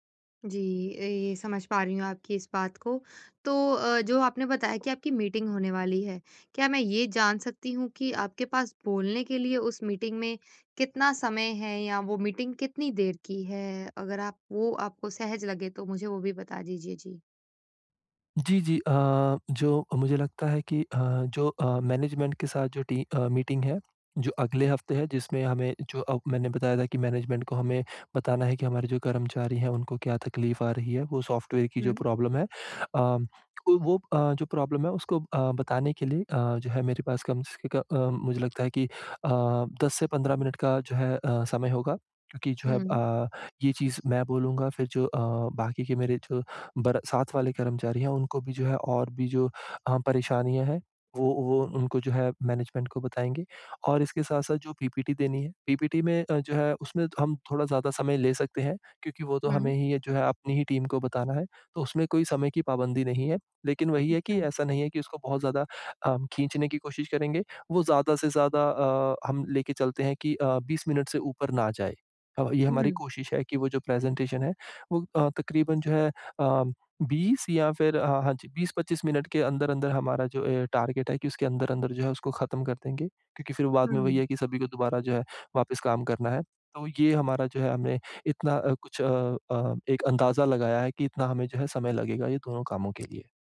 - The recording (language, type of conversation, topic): Hindi, advice, मैं अपनी बात संक्षेप और स्पष्ट रूप से कैसे कहूँ?
- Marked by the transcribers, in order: in English: "मैनेजमेंट"; in English: "मैनेजमेंट"; in English: "प्रॉब्लम"; in English: "प्रॉब्लम"; in English: "मैनेजमेंट"; in English: "टीम"; in English: "प्रेजेंटेशन"; in English: "टारगेट"